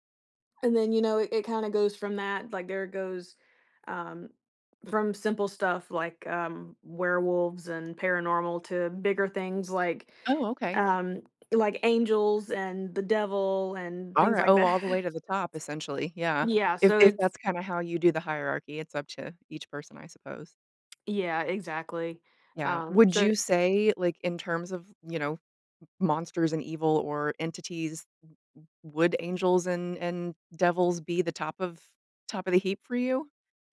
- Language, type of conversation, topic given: English, podcast, How do certain TV shows leave a lasting impact on us and shape our interests?
- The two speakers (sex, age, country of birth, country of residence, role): female, 20-24, United States, United States, guest; female, 45-49, United States, United States, host
- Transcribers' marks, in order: laughing while speaking: "that"